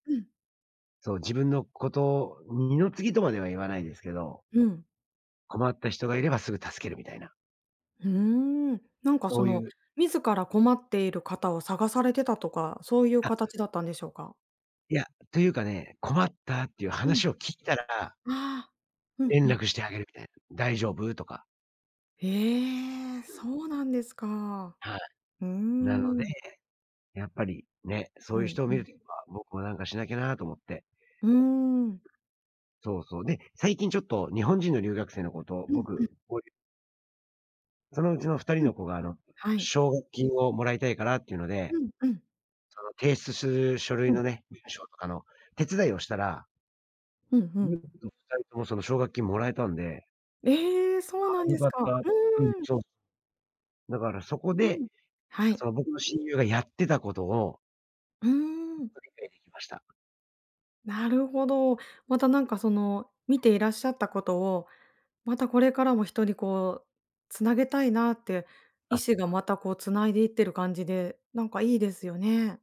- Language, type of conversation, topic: Japanese, advice, 退職後に新しい日常や目的を見つけたいのですが、どうすればよいですか？
- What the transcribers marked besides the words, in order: other background noise; unintelligible speech